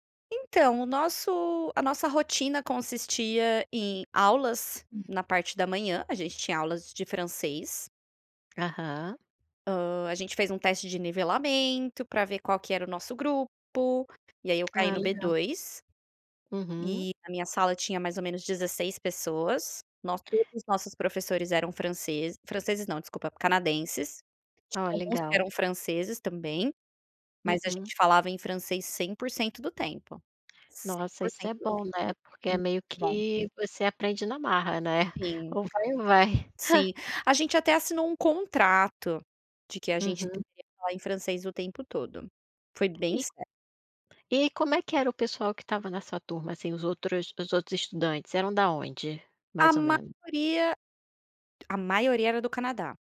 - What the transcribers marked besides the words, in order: tapping; chuckle
- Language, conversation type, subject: Portuguese, podcast, Qual foi uma experiência de adaptação cultural que marcou você?